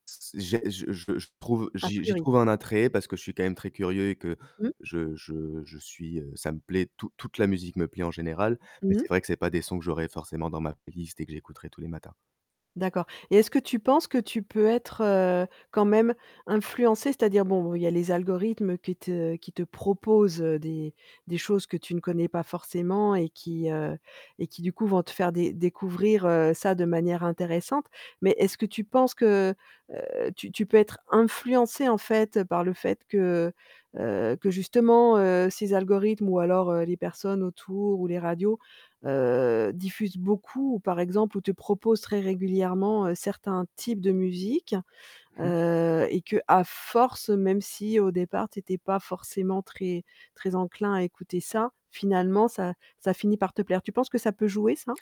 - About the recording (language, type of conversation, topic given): French, podcast, Qu’est-ce qui te pousse à explorer un nouveau style musical ?
- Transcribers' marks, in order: static; stressed: "proposent"; stressed: "influencé"